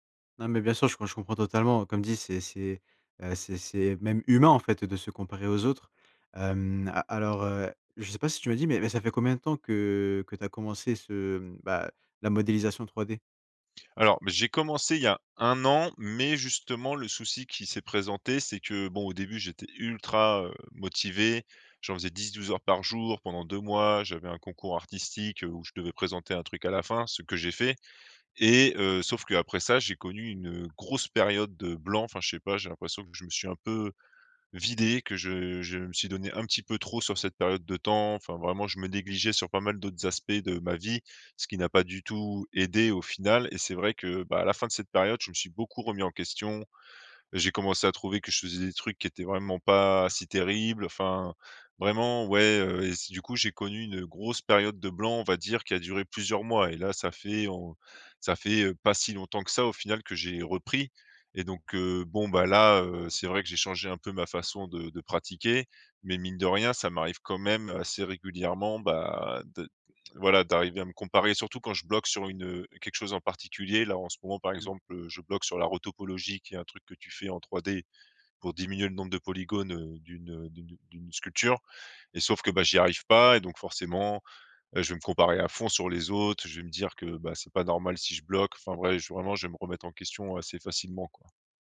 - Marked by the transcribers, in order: none
- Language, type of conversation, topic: French, advice, Comment arrêter de me comparer aux autres quand cela bloque ma confiance créative ?